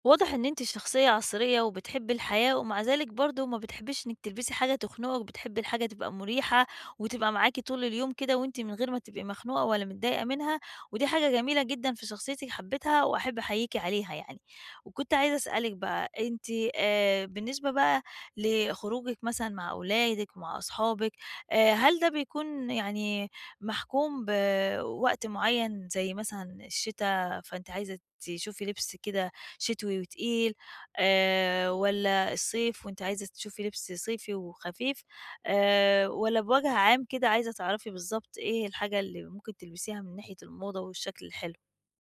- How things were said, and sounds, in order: none
- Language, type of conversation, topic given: Arabic, advice, إزاي أوازن بين الأناقة والراحة في لبسي اليومي؟